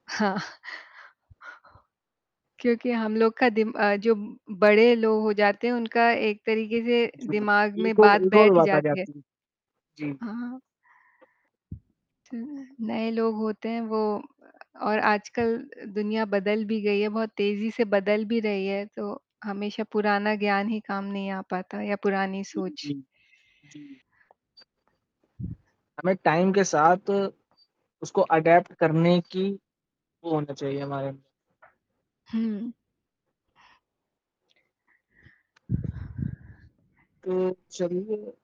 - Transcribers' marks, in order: laughing while speaking: "हाँ"; static; distorted speech; unintelligible speech; in English: "टाइम"; in English: "एडाप्ट"
- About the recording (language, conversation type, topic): Hindi, unstructured, आपकी ज़िंदगी में अब तक की सबसे बड़ी सीख क्या रही है?
- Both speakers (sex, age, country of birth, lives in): female, 45-49, India, India; male, 18-19, India, India